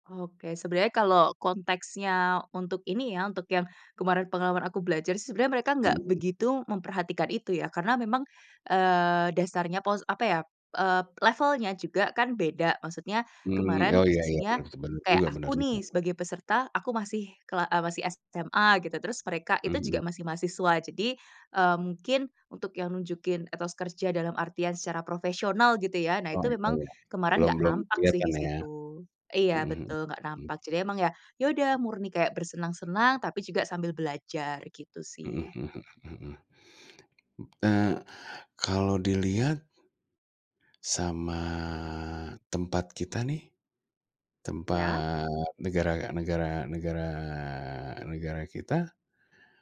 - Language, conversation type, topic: Indonesian, podcast, Apa pengalaman belajar yang paling berkesan dalam hidupmu?
- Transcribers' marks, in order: tapping; other background noise